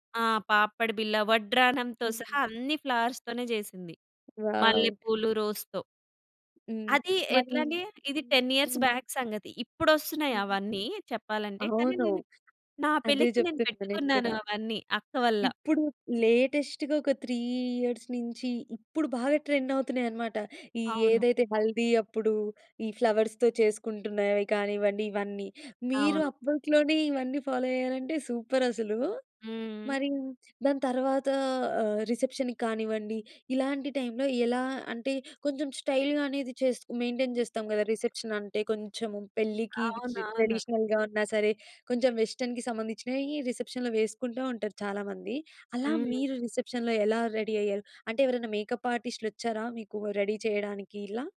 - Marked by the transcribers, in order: in English: "వావ్!"; in English: "టెన్ ఇయర్స్ బ్యాక్"; other background noise; in English: "లేటెస్ట్‌గా"; in English: "త్రీ ఇయర్స్"; in English: "ట్రెండ్"; in Hindi: "హల్దీ"; in English: "ఫ్లవర్స్‌తో"; in English: "ఫాలో"; in English: "సూపర్"; in English: "రిసెప్షన్‌కి"; in English: "స్టైల్"; in English: "మెయింటైన్"; in English: "రిసెప్షన్"; in English: "ట్రెడిషనల్‌గా"; in English: "వెస్టర్న్‌కి"; in English: "రిసెప్షన్‌లో"; in English: "రిసెప్షన్‌లో"; in English: "రెడీ"; in English: "మేకప్"; in English: "రెడీ"
- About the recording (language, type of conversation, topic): Telugu, podcast, వివాహ వేడుకల కోసం మీరు ఎలా సిద్ధమవుతారు?